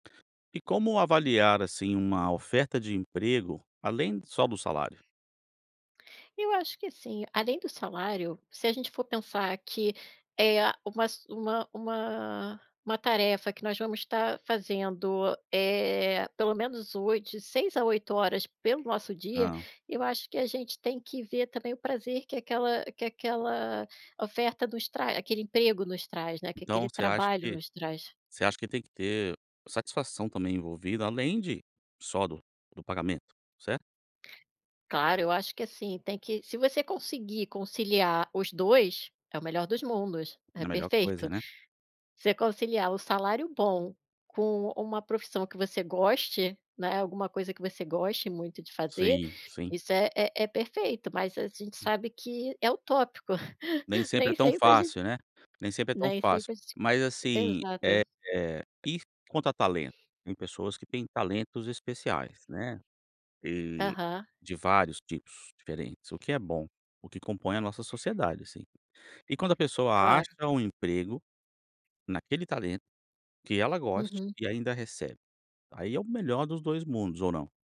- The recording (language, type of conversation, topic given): Portuguese, podcast, Como avaliar uma oferta de emprego além do salário?
- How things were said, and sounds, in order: laugh